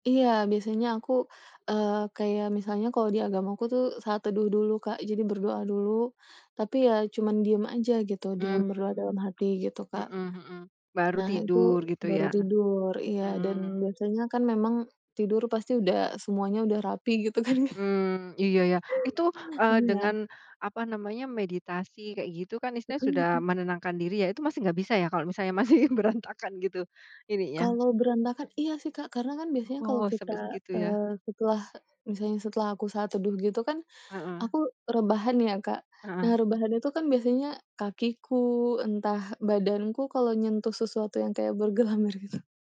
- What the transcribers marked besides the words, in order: tapping; laughing while speaking: "masih berantakan"; laughing while speaking: "gitu"
- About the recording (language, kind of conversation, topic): Indonesian, podcast, Apakah ada ritual khusus sebelum tidur di rumah kalian yang selalu dilakukan?